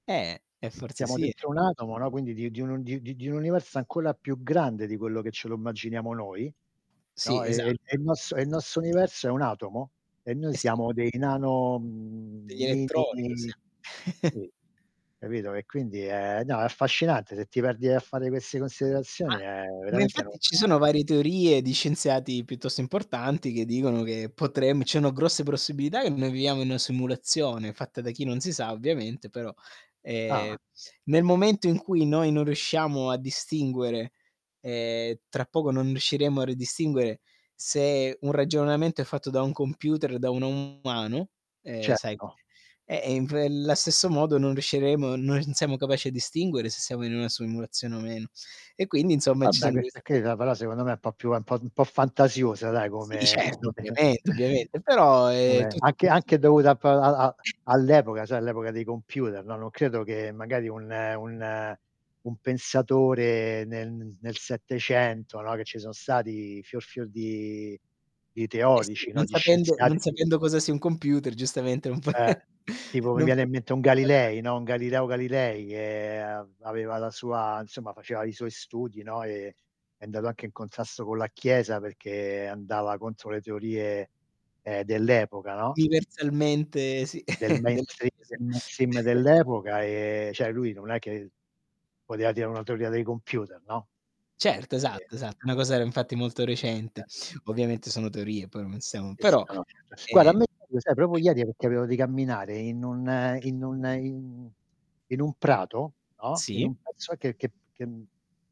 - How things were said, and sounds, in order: static; "ancora" said as "ancola"; distorted speech; "nostro" said as "nosso"; other background noise; "nostro" said as "nosso"; giggle; unintelligible speech; "ci sono" said as "ciono"; "possibilità" said as "prossibilità"; "simulazione" said as "soimulazione"; chuckle; other noise; laugh; unintelligible speech; chuckle; "cioè" said as "ceh"; tapping; unintelligible speech; unintelligible speech; unintelligible speech; "proprio" said as "propio"
- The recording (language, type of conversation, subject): Italian, unstructured, Quali paesaggi naturali ti hanno ispirato a riflettere sul senso della tua esistenza?